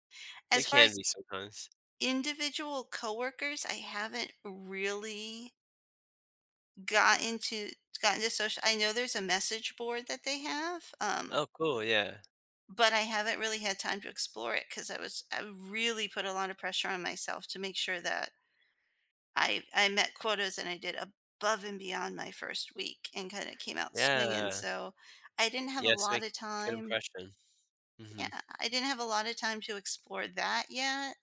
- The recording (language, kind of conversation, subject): English, advice, How can I adjust to a new job and feel confident in my role and workplace?
- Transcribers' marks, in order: other background noise; stressed: "really"; tapping